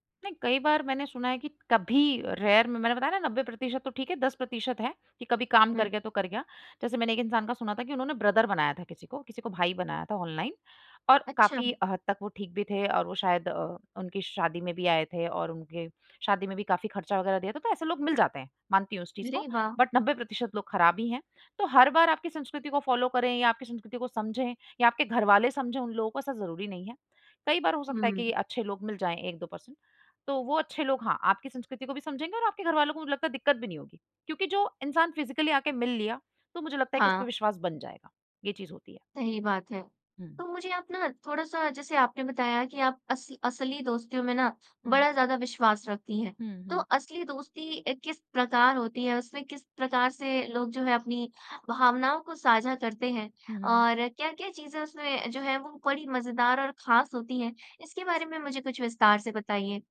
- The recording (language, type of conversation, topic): Hindi, podcast, ऑनलाइन दोस्तों और असली दोस्तों में क्या फर्क लगता है?
- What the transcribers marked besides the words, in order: in English: "रेयर"; in English: "ब्रदर"; in English: "बट"; in English: "फॉलो"; in English: "परसेंट"; in English: "फ़िज़िकली"